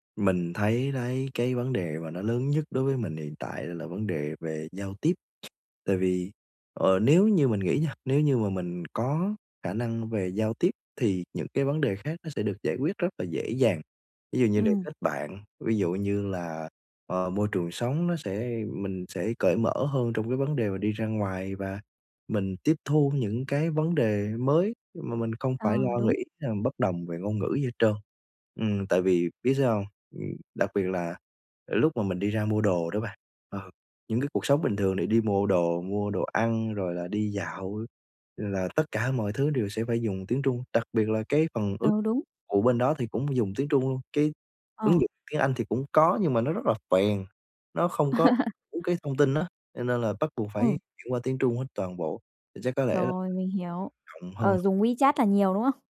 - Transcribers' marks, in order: tapping; other background noise; chuckle
- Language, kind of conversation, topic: Vietnamese, advice, Làm thế nào để tôi thích nghi nhanh chóng ở nơi mới?